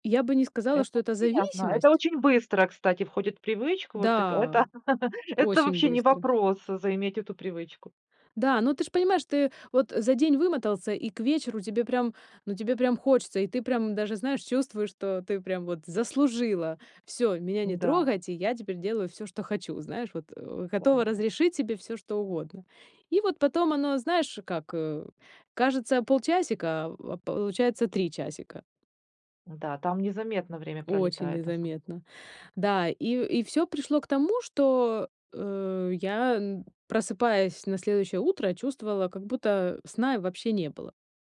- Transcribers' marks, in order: laugh
- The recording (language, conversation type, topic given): Russian, podcast, Какую роль играет экранное время в твоём отдыхе перед сном?